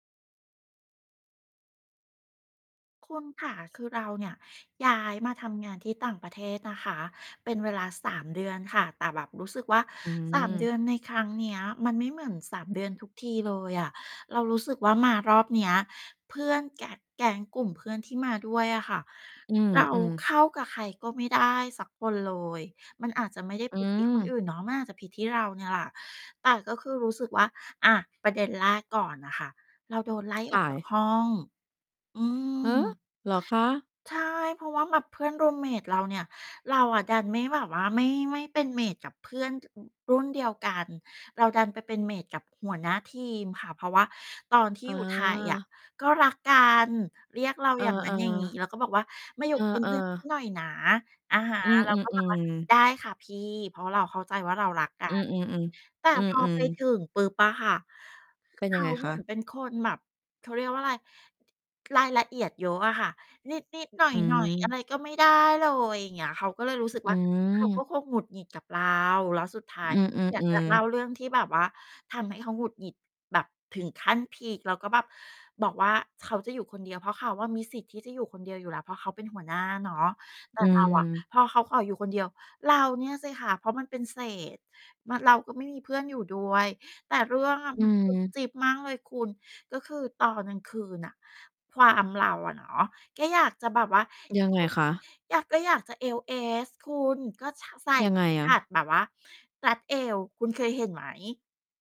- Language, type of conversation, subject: Thai, advice, คุณรู้สึกโดดเดี่ยวและคิดถึงบ้านหลังย้ายไปอยู่ต่างจังหวัดหรือประเทศใหม่ไหม?
- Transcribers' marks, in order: distorted speech; in English: "รูมเมต"; in English: "เมต"; in English: "เมต"; other noise